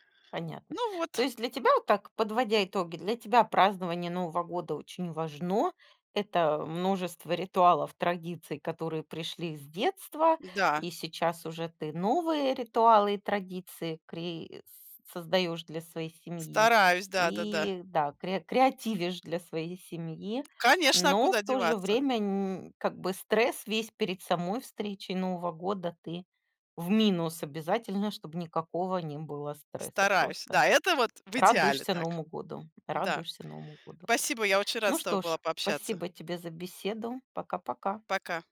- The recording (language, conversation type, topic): Russian, podcast, Как вы встречаете Новый год в вашей семье?
- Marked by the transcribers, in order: tapping